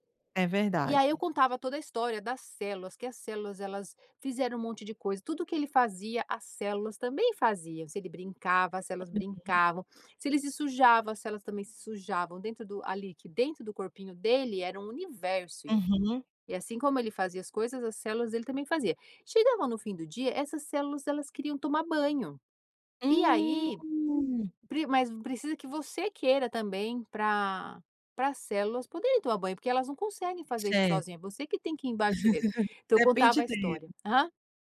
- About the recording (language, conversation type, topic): Portuguese, podcast, O que você faz para transformar tarefas chatas em uma rotina gostosa?
- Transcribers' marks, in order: unintelligible speech; drawn out: "Hum"; laugh